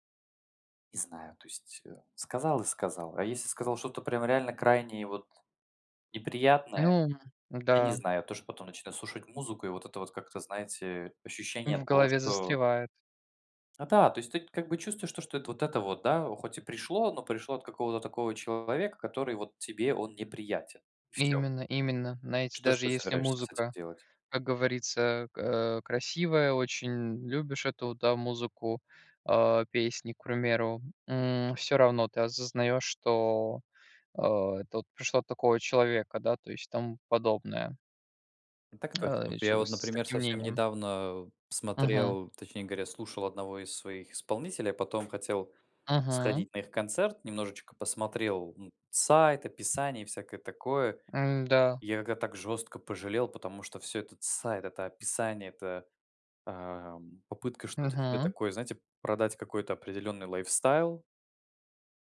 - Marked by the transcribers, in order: tapping; in English: "lifestyle"
- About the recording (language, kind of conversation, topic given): Russian, unstructured, Стоит ли бойкотировать артиста из-за его личных убеждений?